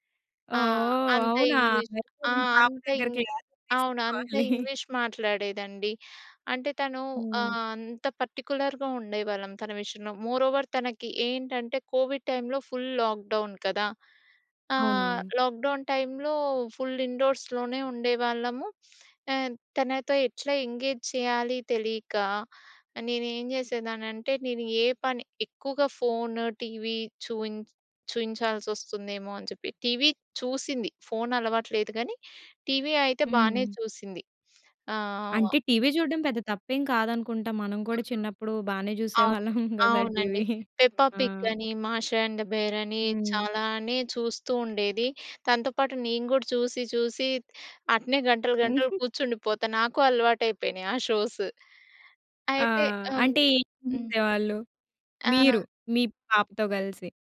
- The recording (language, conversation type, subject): Telugu, podcast, చిన్న పిల్లల కోసం డిజిటల్ నియమాలను మీరు ఎలా అమలు చేస్తారు?
- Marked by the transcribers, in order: in English: "క్లాస్"; chuckle; in English: "పార్టిక్యులర్‌గా"; in English: "మోరోవర్"; in English: "కోవిడ్ టైమ్‌లో ఫుల్ లాక్డౌన్"; in English: "లాక్డౌన్ టైమ్‌లో ఫుల్ ఇండోర్‌స్‌లోనే"; in English: "ఎంగేజ్"; chuckle; in English: "షోస్"